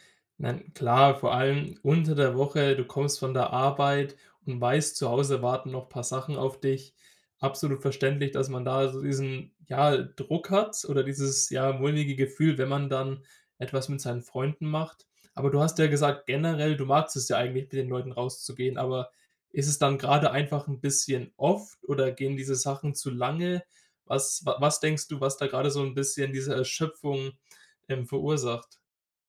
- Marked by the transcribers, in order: none
- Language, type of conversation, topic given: German, advice, Wie gehe ich damit um, dass ich trotz Erschöpfung Druck verspüre, an sozialen Veranstaltungen teilzunehmen?